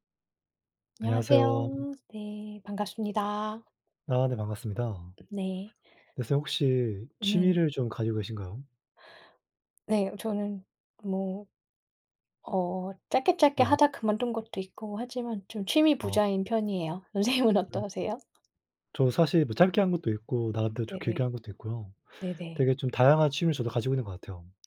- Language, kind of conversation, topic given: Korean, unstructured, 취미를 하다가 가장 놀랐던 순간은 언제였나요?
- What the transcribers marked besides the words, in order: other background noise; laughing while speaking: "선생님은"